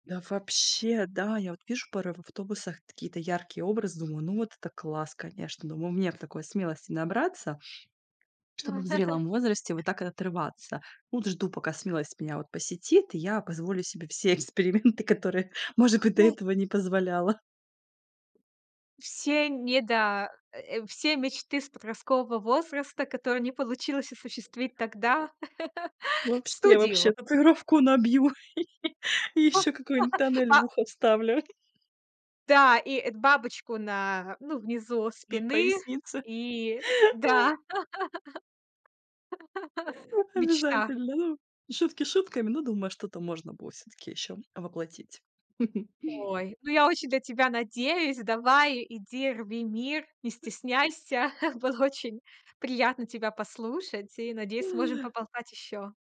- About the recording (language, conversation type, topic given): Russian, podcast, Как менялся твой вкус с подростковых лет?
- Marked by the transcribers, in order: chuckle; tapping; laughing while speaking: "все эксперименты, которые"; laughing while speaking: "не позволяла"; laughing while speaking: "Вообще вообще татуировку набью"; laugh; laugh; chuckle; laugh; chuckle; chuckle